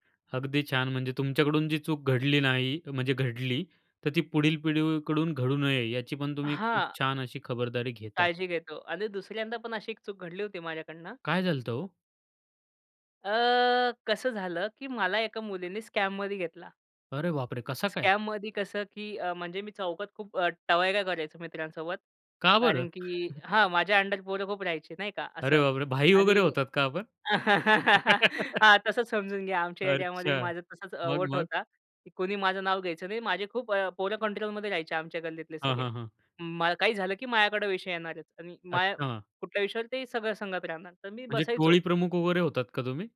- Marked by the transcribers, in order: other noise; "झालं होतं" said as "झालतं"; in English: "स्कॅममध्ये"; surprised: "अरे बापरे! कसा काय?"; in English: "स्कॅममध्ये"; anticipating: "का बरं?"; surprised: "अरे बापरे! भाई वगैरे होतात का आपण?"; laugh
- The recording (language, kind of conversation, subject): Marathi, podcast, चूक झाली तर त्यातून कशी शिकलात?